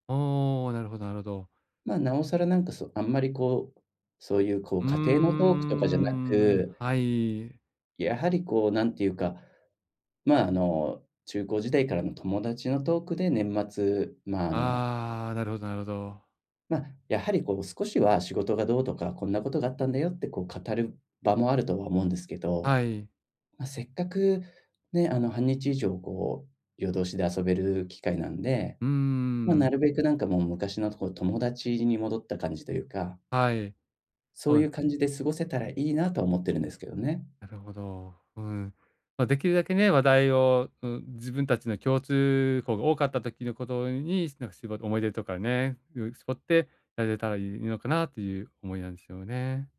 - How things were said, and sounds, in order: none
- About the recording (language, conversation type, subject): Japanese, advice, 友人の集まりでどうすれば居心地よく過ごせますか？